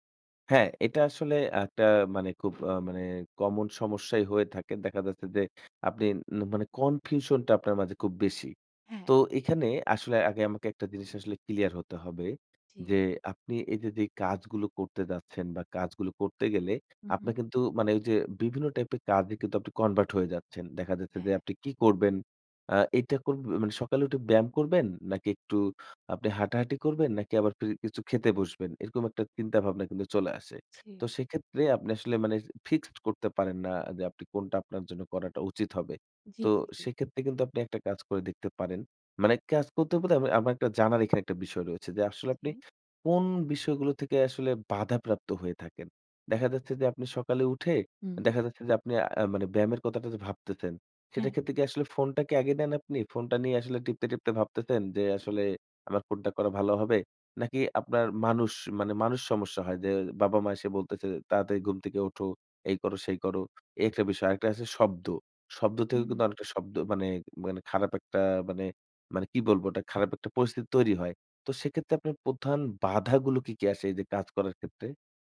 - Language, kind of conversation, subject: Bengali, advice, একসঙ্গে অনেক কাজ থাকার কারণে কি আপনার মনোযোগ ছিন্নভিন্ন হয়ে যাচ্ছে?
- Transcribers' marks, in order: tapping